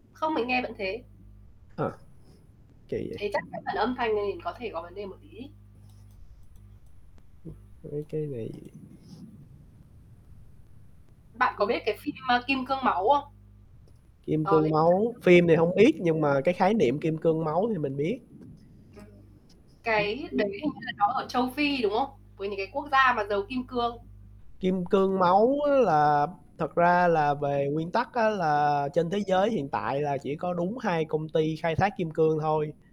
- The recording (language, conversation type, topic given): Vietnamese, unstructured, Bạn nghĩ gì về việc khai thác khoáng sản gây hủy hoại đất đai?
- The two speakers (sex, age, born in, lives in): female, 55-59, Vietnam, Vietnam; male, 25-29, Vietnam, Vietnam
- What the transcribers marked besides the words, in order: static; other background noise; distorted speech; tapping; unintelligible speech